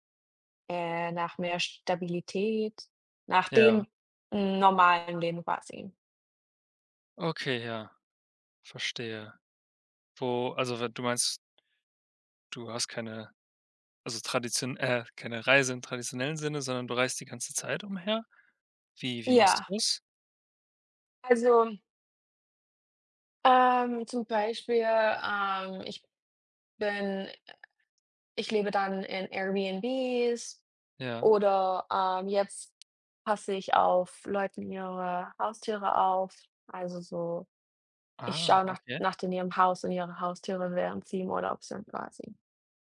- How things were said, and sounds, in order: other noise; put-on voice: "Airbnbs"; other background noise
- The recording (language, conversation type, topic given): German, unstructured, Was war deine aufregendste Entdeckung auf einer Reise?